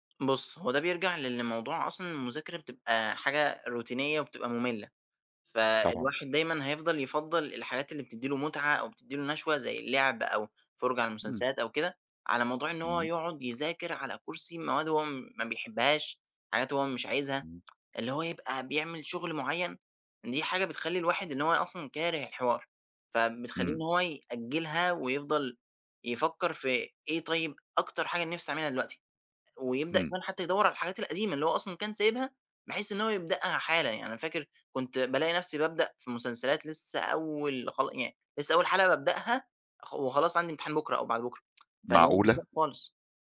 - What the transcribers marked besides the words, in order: in English: "روتينية"; tsk
- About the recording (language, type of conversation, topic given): Arabic, podcast, إزاي تتغلب على التسويف؟